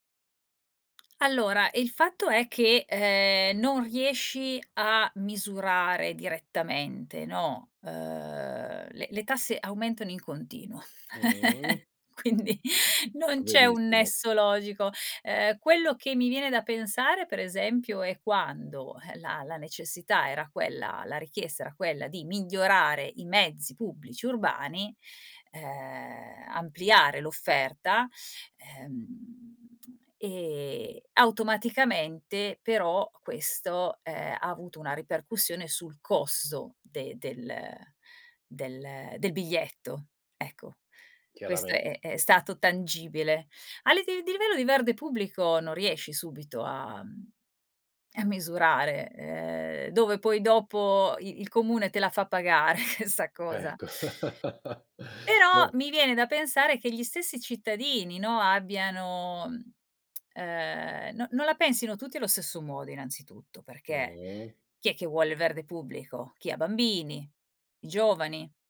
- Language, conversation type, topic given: Italian, podcast, Quali iniziative locali aiutano a proteggere il verde in città?
- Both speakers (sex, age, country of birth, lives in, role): female, 45-49, Italy, Italy, guest; male, 50-54, Italy, Italy, host
- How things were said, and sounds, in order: laugh; laughing while speaking: "quindi non c'è un nesso logico"; laughing while speaking: "pagare"; laugh; tsk